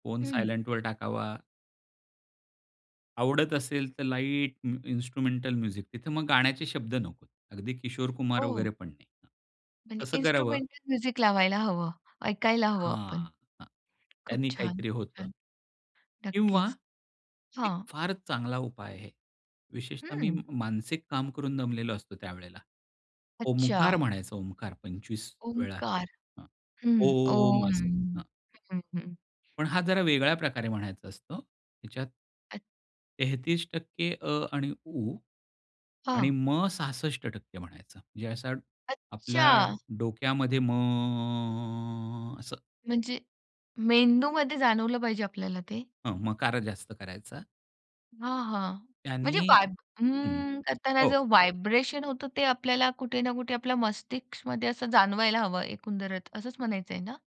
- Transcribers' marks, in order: in English: "सायलेंटवर"; in English: "लाईट म इन्स्ट्रुमेंटल म्युझिक"; in English: "इन्स्ट्रुमेंटल म्युझिक"; drawn out: "ओम"; drawn out: "ओम"; drawn out: "म"; in English: "वाईब"; drawn out: "अं"; in English: "व्हायब्रेशन"; in Hindi: "मस्तीक्षमध्ये"; "मस्तिष्कमध्ये" said as "मस्तीक्षमध्ये"; "एकंदरच" said as "एकूंदरत"
- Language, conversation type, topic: Marathi, podcast, तणाव कमी करण्यासाठी तुम्ही कोणती साधी पद्धत वापरता?